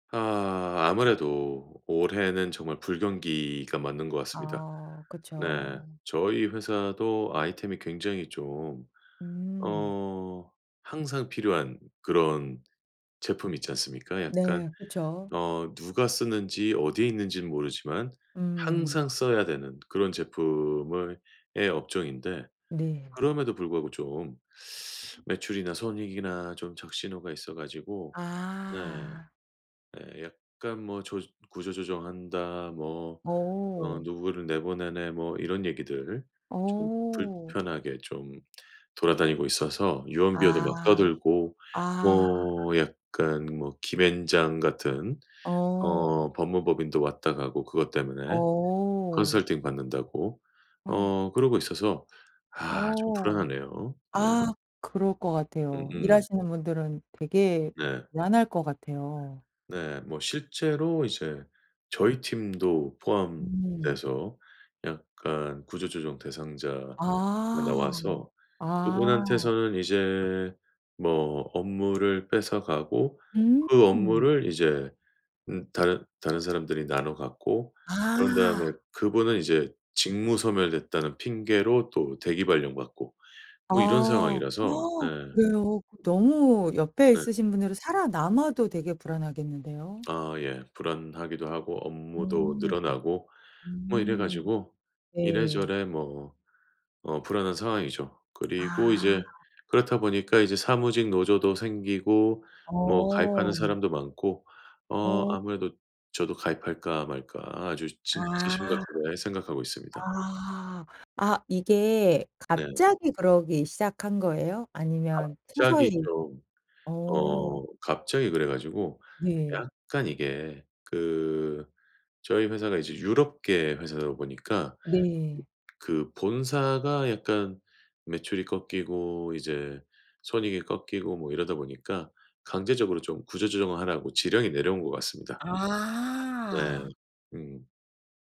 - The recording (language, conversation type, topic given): Korean, advice, 조직 개편으로 팀과 업무 방식이 급격히 바뀌어 불안할 때 어떻게 대처하면 좋을까요?
- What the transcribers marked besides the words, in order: other background noise; tapping; gasp; gasp